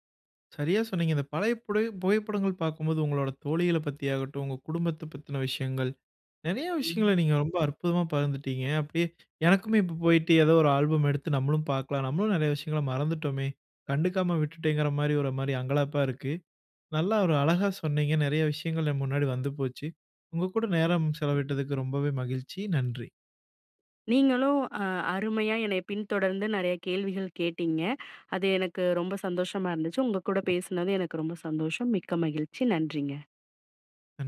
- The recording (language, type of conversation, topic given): Tamil, podcast, பழைய புகைப்படங்களைப் பார்த்தால் உங்களுக்கு என்ன மாதிரியான உணர்வுகள் வரும்?
- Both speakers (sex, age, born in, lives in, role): female, 35-39, India, India, guest; male, 25-29, India, India, host
- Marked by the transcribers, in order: other background noise